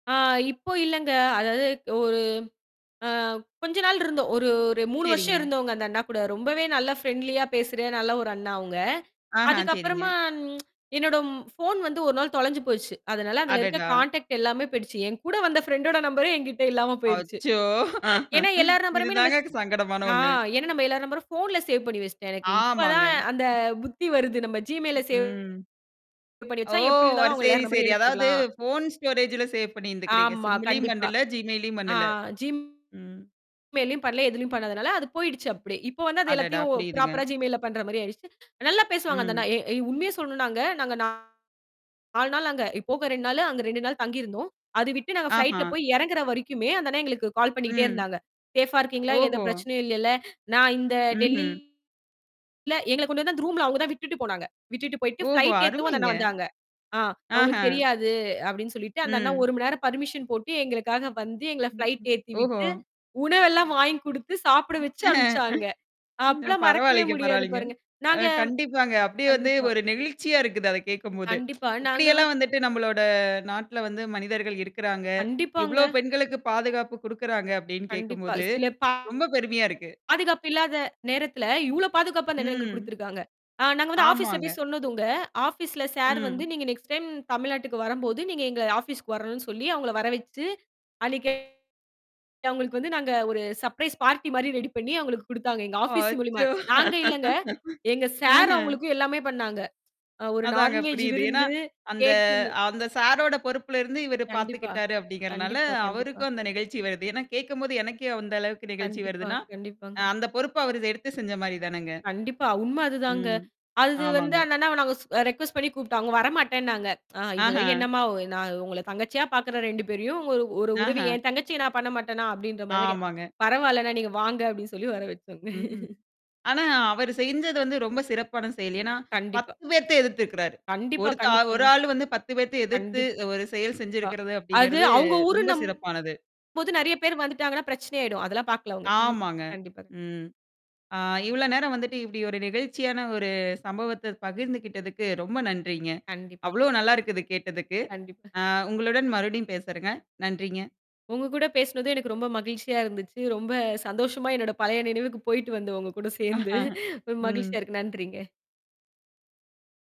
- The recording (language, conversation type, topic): Tamil, podcast, பயணத்தின் போது மொழிப் பிரச்சனை ஏற்பட்டபோது, அந்த நபர் உங்களுக்கு எப்படி உதவினார்?
- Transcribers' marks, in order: static; tsk; in English: "கான்டெக்ட்"; in English: "ஃபிரண்டோட நம்பரே"; laugh; in English: "ஃபோன்ல சேவ்"; tapping; in English: "சேவ்"; distorted speech; drawn out: "ஓ!"; in English: "ஃபோன் ஸ்டோரேஜ்ல சேவ்"; "பண்ணல" said as "பண்டல்ல"; in English: "ப்ராப்பரா"; in English: "ப்ளைட்ல"; in English: "கால்"; in English: "சேஃப்பா"; in English: "ரூம்ல"; in English: "ஃபிளைட்"; in English: "பர்மிசன்"; mechanical hum; in English: "ஃப்ளைட்"; laugh; tsk; in English: "ஆபீஸ்ல"; in English: "ஆபீஸ்ல"; in English: "நெக்ஸ்ட் டைம்"; in English: "ஆபீஸ்க்கு"; other noise; in English: "சர்ப்பிரைஸ் பார்ட்டி"; in English: "ரெடி"; in English: "ஆபீஸ்"; laugh; in English: "நான்வெஜ்"; in English: "ரெக்கொஸ்ட்"; laugh; chuckle; chuckle; laughing while speaking: "சேர்ந்து"